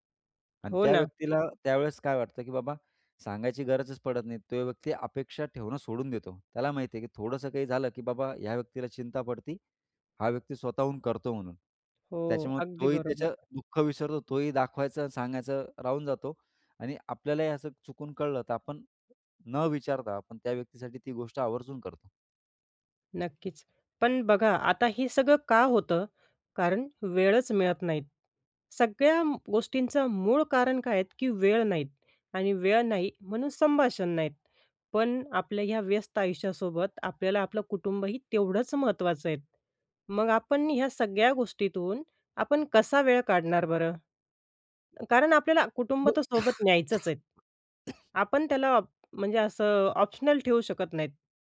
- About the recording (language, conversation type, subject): Marathi, podcast, कुटुंब आणि जोडीदार यांच्यात संतुलन कसे साधावे?
- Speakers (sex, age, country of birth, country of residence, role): female, 30-34, India, India, host; male, 35-39, India, India, guest
- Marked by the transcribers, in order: tapping; other noise; other background noise; cough; in English: "ऑप्शनल"